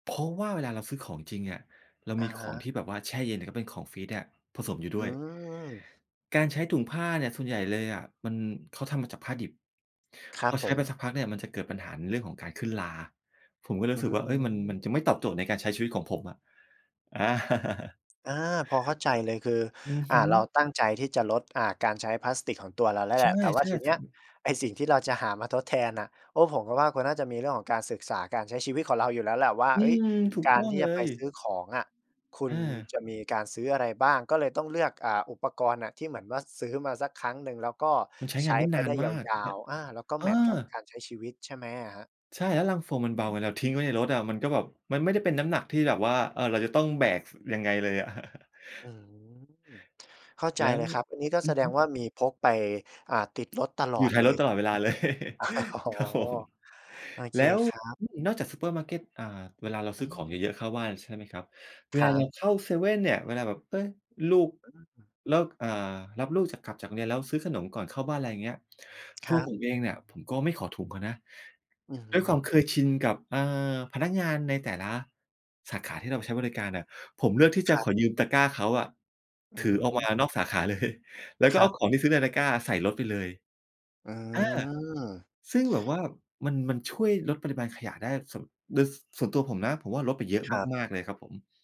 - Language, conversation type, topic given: Thai, podcast, คุณเคยลองลดการใช้พลาสติกด้วยวิธีไหนมาบ้าง?
- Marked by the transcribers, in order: tapping; laughing while speaking: "อา"; chuckle; chuckle; laughing while speaking: "เลย ครับผม"; other noise; chuckle; laughing while speaking: "อ๋อ"; laughing while speaking: "เลย"